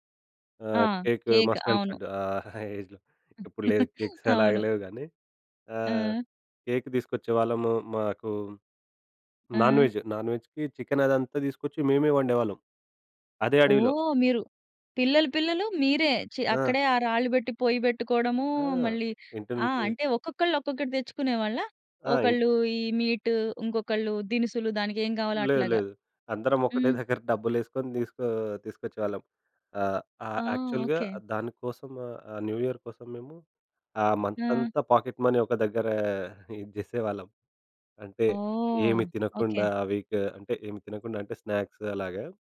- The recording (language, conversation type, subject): Telugu, podcast, మీ బాల్యంలో జరిగిన ఏ చిన్న అనుభవం ఇప్పుడు మీకు ఎందుకు ప్రత్యేకంగా అనిపిస్తుందో చెప్పగలరా?
- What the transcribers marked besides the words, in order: in English: "కేక్ మస్ట్ అండ్ షుడ్"; in English: "కేక్"; in English: "ఏజ్‌లో"; chuckle; in English: "కేక్స్"; in English: "కేక్"; in English: "నాన్ వెజ్, నాన్ వెజ్‌కి చికెన్"; in English: "మీట్"; other background noise; in English: "యాక్చువల్‌గా"; in English: "న్యూ ఇయర్"; in English: "పాకెట్ మనీ"; in English: "వీక్"; in English: "స్నాక్స్"